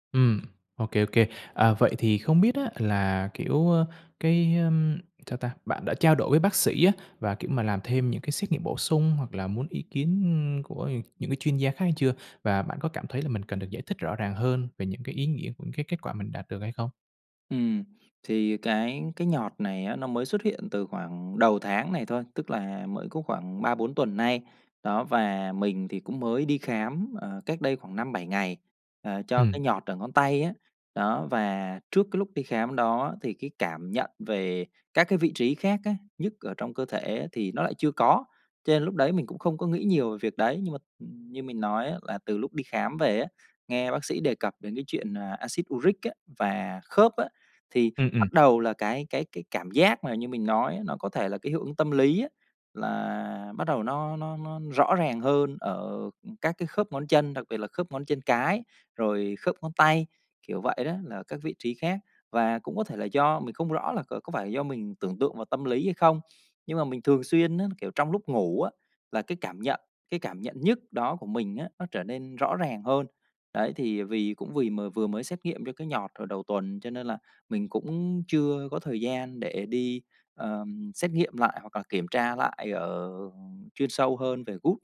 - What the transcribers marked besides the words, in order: tapping; other background noise; sniff
- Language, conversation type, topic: Vietnamese, advice, Kết quả xét nghiệm sức khỏe không rõ ràng khiến bạn lo lắng như thế nào?